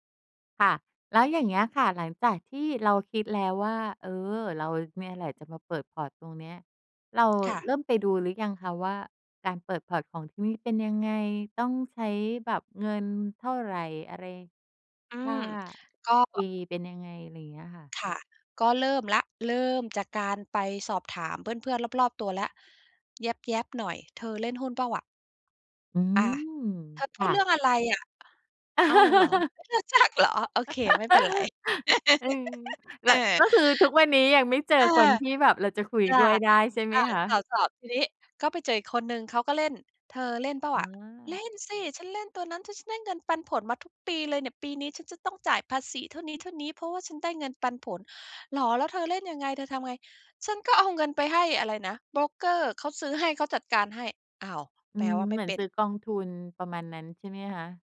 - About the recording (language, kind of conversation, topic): Thai, podcast, ถ้าคุณเริ่มเล่นหรือสร้างอะไรใหม่ๆ ได้ตั้งแต่วันนี้ คุณจะเลือกทำอะไร?
- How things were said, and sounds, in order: in English: "พอร์ต"; in English: "พอร์ต"; in English: "fee"; tapping; laugh; laughing while speaking: "ไม่รู้จักเหรอ"; laugh